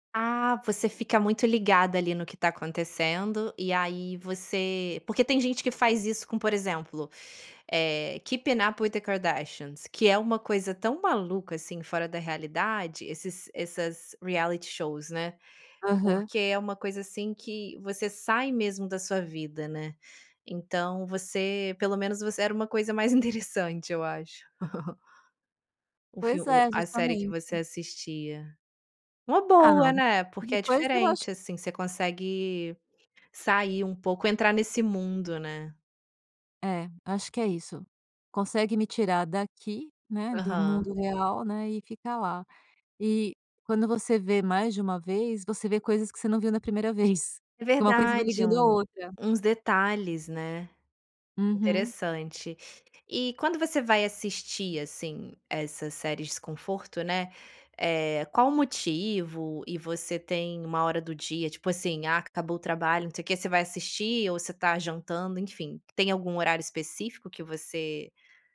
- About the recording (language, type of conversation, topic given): Portuguese, podcast, Me conta, qual série é seu refúgio quando tudo aperta?
- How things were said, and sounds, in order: laughing while speaking: "interessante"; chuckle